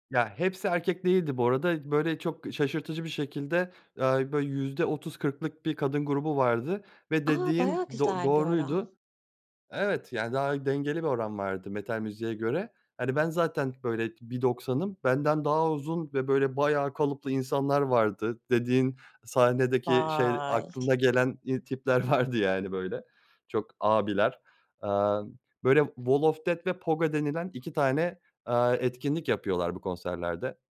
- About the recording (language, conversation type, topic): Turkish, podcast, Bir konser anını benimle paylaşır mısın?
- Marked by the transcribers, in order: in English: "wall of death"; in English: "pogo"